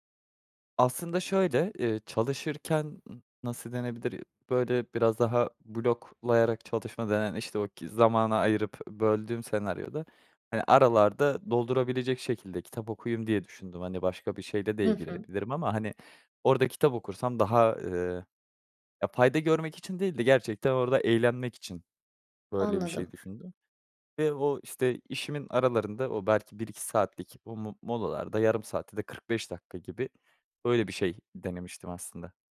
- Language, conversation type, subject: Turkish, advice, Her gün düzenli kitap okuma alışkanlığı nasıl geliştirebilirim?
- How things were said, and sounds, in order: tapping